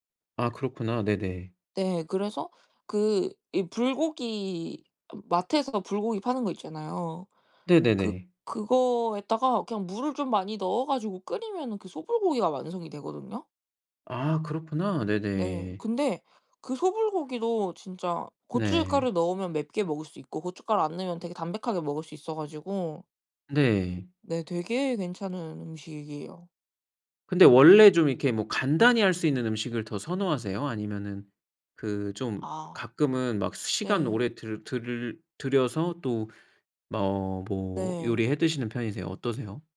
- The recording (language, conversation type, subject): Korean, podcast, 집에 늘 챙겨두는 필수 재료는 무엇인가요?
- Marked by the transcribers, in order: tapping